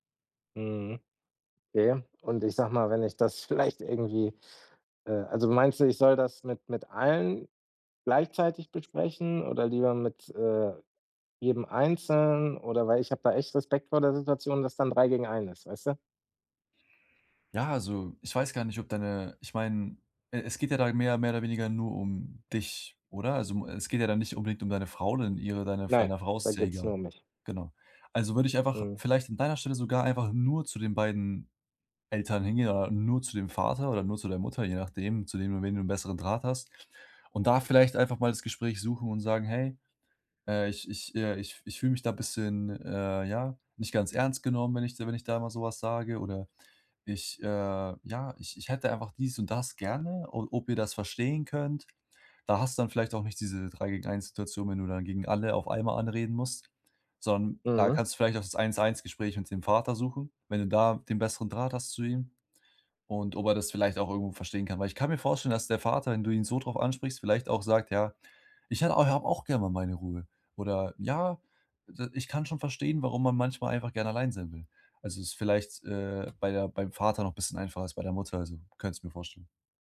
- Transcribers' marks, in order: none
- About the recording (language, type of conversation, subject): German, advice, Wie setze ich gesunde Grenzen gegenüber den Erwartungen meiner Familie?